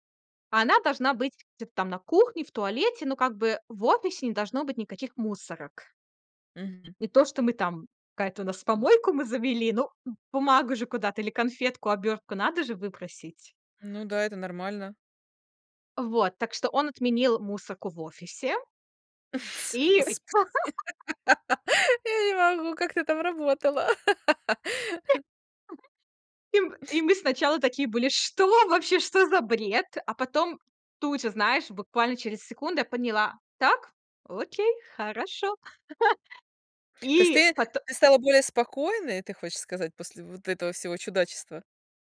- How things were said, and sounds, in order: laugh; laughing while speaking: "Господи"; laugh; laugh; stressed: "что"; chuckle
- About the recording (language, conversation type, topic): Russian, podcast, Чему научила тебя первая серьёзная ошибка?